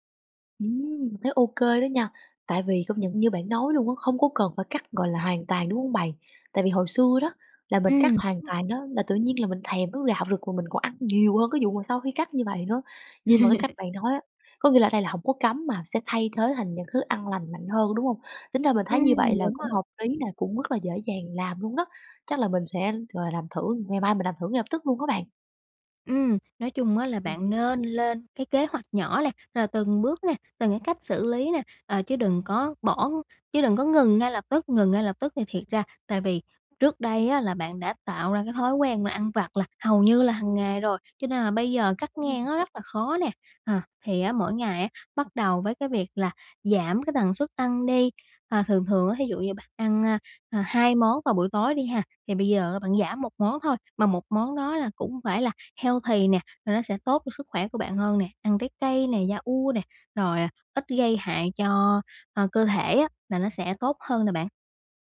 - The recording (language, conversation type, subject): Vietnamese, advice, Vì sao bạn khó bỏ thói quen ăn vặt vào buổi tối?
- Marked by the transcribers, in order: laugh; tapping; unintelligible speech; in English: "healthy"